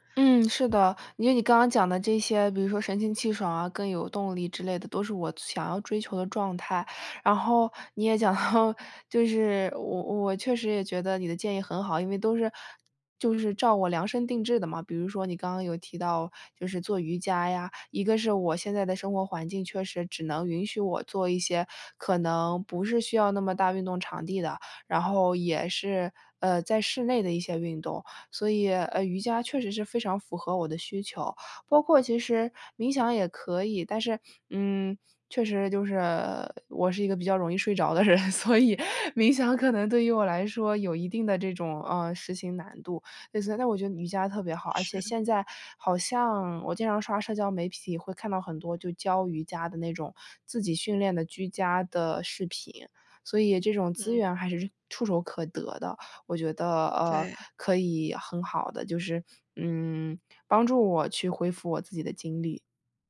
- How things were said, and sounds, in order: laughing while speaking: "到"; laughing while speaking: "睡着的人，所以冥想可能"
- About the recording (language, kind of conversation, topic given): Chinese, advice, 如何通过短暂休息来提高工作效率？